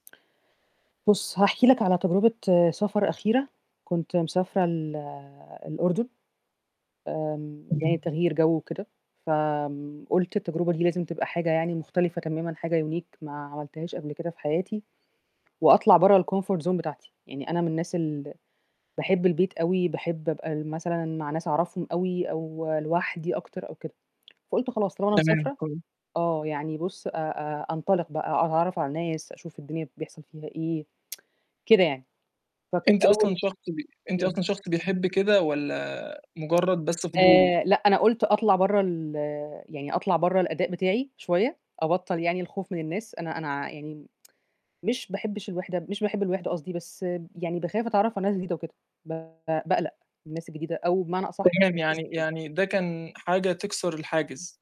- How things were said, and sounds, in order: static; tapping; unintelligible speech; in English: "unique"; in English: "الcomfort zone"; mechanical hum; tsk; distorted speech; tsk
- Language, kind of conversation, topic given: Arabic, podcast, إزاي بتتعرف على ناس جديدة وإنت مسافر؟